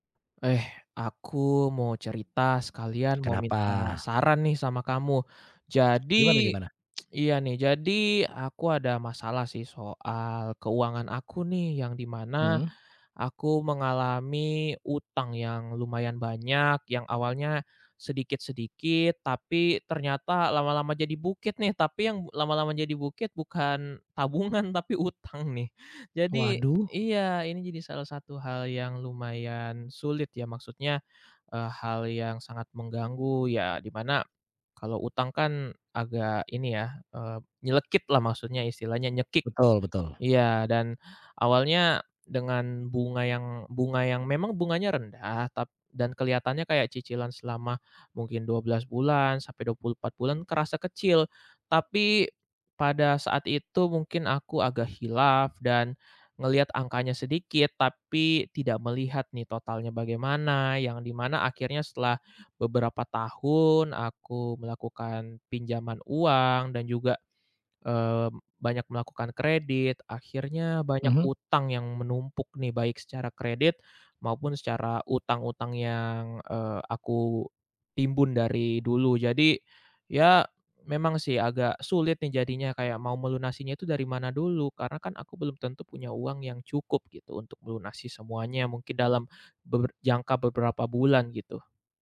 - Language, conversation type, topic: Indonesian, advice, Bingung memilih melunasi utang atau mulai menabung dan berinvestasi
- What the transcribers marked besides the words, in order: tsk; laughing while speaking: "tabungan"; laughing while speaking: "hutang"